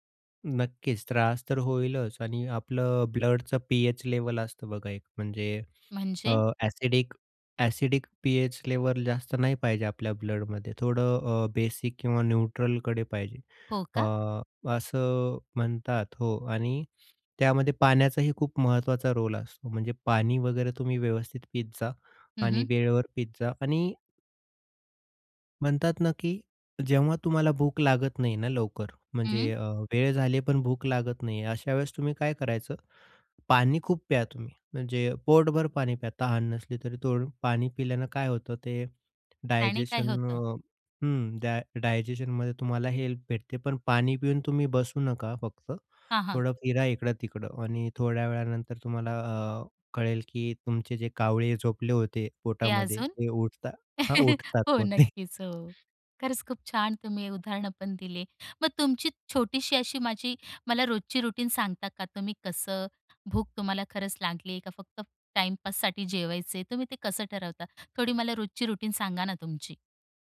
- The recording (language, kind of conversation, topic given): Marathi, podcast, भूक आणि जेवणाची ठरलेली वेळ यांतला फरक तुम्ही कसा ओळखता?
- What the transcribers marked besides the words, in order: in English: "ब्लडचं"; in English: "लेव्हल"; in English: "ॲसिडिक, ॲसिडिक"; in English: "लेव्हल"; in English: "ब्लडमध्ये"; in English: "बेसिक"; in English: "न्यूट्रलकडे"; in English: "रोल"; in English: "डायजेशन"; in English: "डाय डायजेशनमध्ये"; in English: "हेल्प"; chuckle; laughing while speaking: "मग ते"; other background noise; in English: "रूटीन"; in English: "टाईमपाससाठी"; in English: "रूटीन"